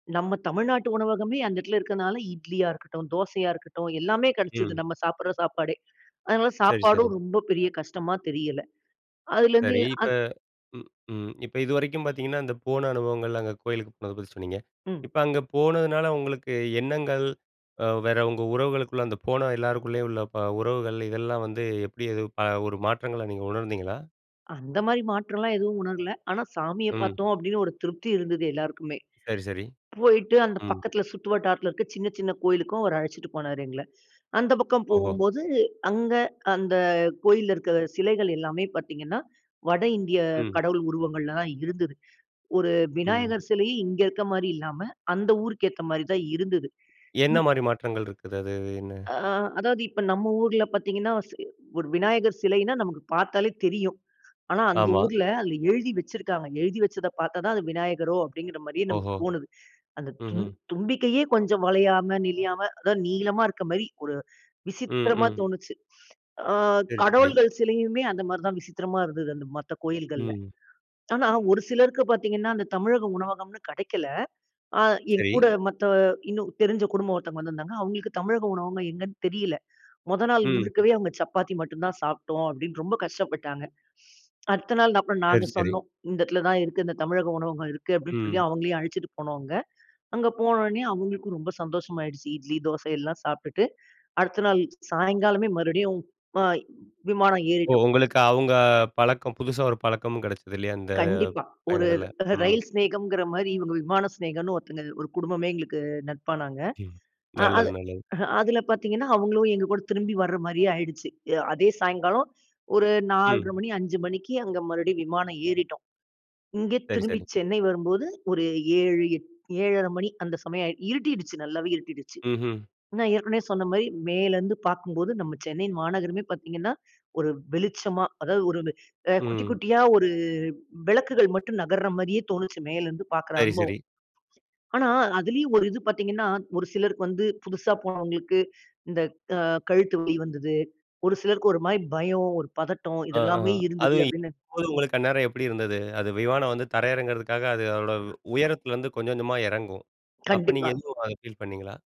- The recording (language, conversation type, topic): Tamil, podcast, ஒரு பயணம் திடீரென மறக்க முடியாத நினைவாக மாறிய அனுபவம் உங்களுக்குண்டா?
- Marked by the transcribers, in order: horn; other noise; "அதுன்னு" said as "அது என்ன"